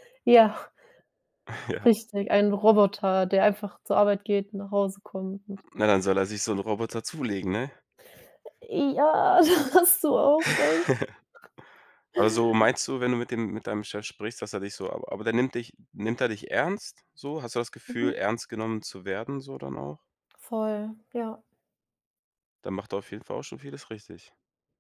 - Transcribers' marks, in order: laughing while speaking: "Ja"; laughing while speaking: "ja, da hast du"; drawn out: "ja"; chuckle
- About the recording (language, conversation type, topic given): German, advice, Wie führe ich ein schwieriges Gespräch mit meinem Chef?